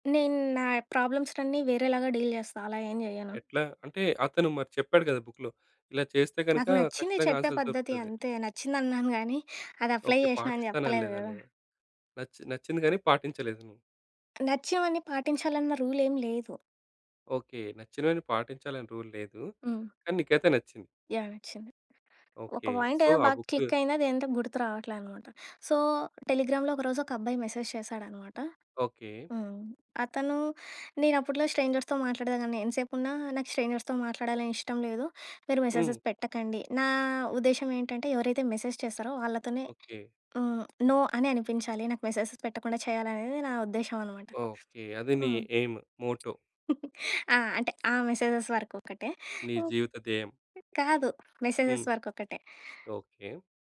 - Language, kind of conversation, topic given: Telugu, podcast, ఆన్‌లైన్‌లో పరిమితులు పెట్టుకోవడం మీకు ఎలా సులభమవుతుంది?
- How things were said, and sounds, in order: tapping; in English: "డీల్"; in English: "బుక్‌లో"; in English: "ఆన్సర్స్"; in English: "అప్లై"; in English: "రూల్"; in English: "రూల్"; in English: "పాయింట్"; in English: "సో"; in English: "బుక్"; in English: "క్లిక్"; in English: "సో టెలిగ్రామ్‌లో"; in English: "మెసేజ్"; in English: "స్ట్రేంజర్స్‌తో"; in English: "స్ట్రేంజర్స్‌తో"; in English: "మెసేజెస్"; in English: "మెసేజ్"; other noise; in English: "నో"; in English: "మెసేజెస్"; in English: "ఎయిమ్, మోటో"; giggle; in English: "మెసేజెస్"; in English: "మెసేజెస్"